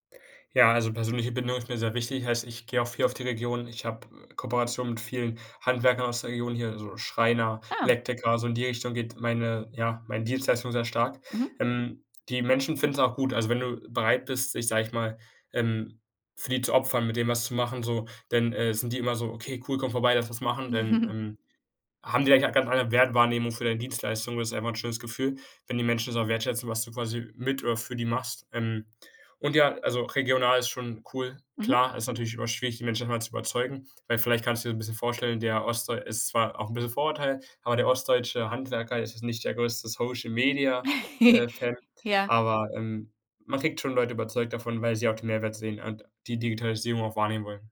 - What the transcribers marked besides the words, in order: laughing while speaking: "Mhm"; chuckle
- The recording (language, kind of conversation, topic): German, podcast, Wie entscheidest du, welche Chancen du wirklich nutzt?